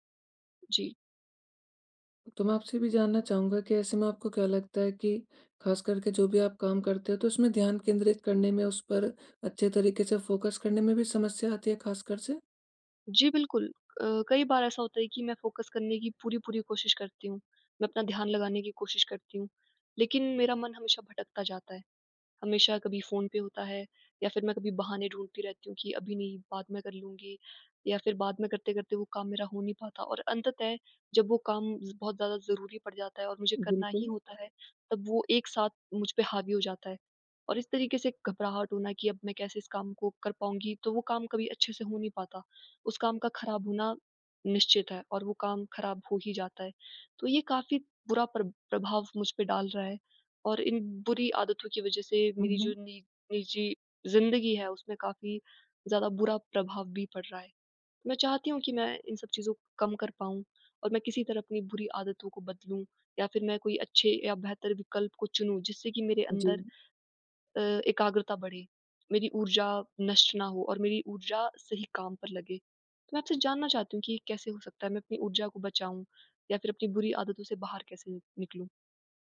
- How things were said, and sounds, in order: in English: "फ़ोकस"; in English: "फ़ोकस"; tapping
- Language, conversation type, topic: Hindi, advice, मैं नकारात्मक आदतों को बेहतर विकल्पों से कैसे बदल सकता/सकती हूँ?